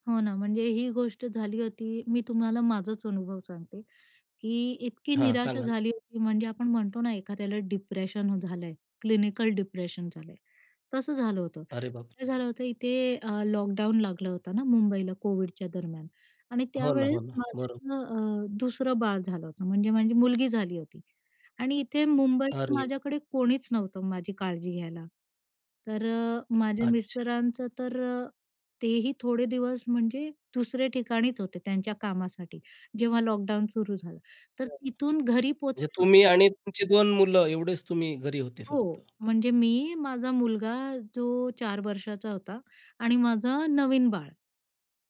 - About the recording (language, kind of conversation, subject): Marathi, podcast, निराशेच्या काळात तुम्ही कसं टिकता?
- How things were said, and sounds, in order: in English: "डिप्रेशन"; tapping; in English: "क्लिनिकल डिप्रेशन"; other background noise; horn; unintelligible speech